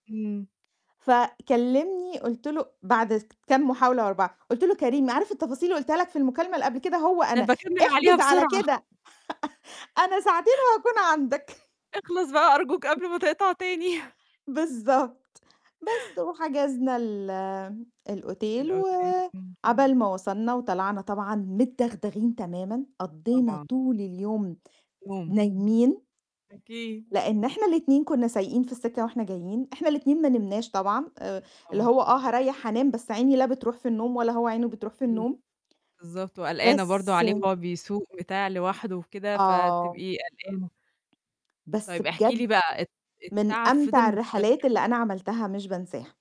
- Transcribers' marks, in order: static; tapping; distorted speech; chuckle; laughing while speaking: "أنا ساعتين وهاكون عندك"; laughing while speaking: "اخلص بقى أرجوك قبل ما تقطع تاني"; chuckle; in French: "الأوتيل"; in French: "الأوتيل"; unintelligible speech; unintelligible speech; other background noise
- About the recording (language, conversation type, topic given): Arabic, podcast, هل سافرت قبل كده من غير أي خطة مسبقًا، وإيه اللي حصل؟